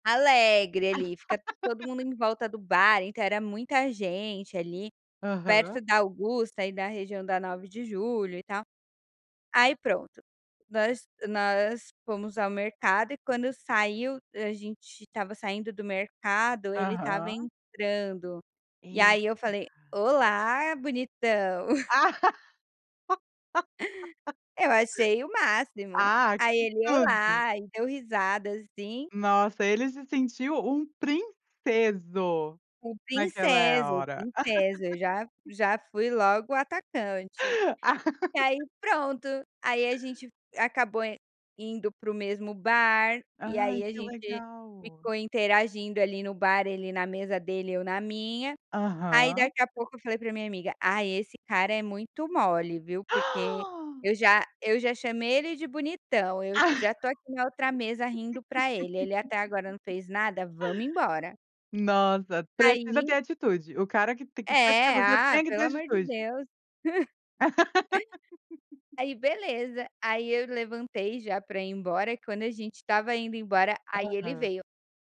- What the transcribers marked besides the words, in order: laugh; chuckle; laughing while speaking: "Ah"; laugh; laugh; gasp; laugh; laugh
- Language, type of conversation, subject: Portuguese, podcast, O que faz um casal durar além da paixão inicial?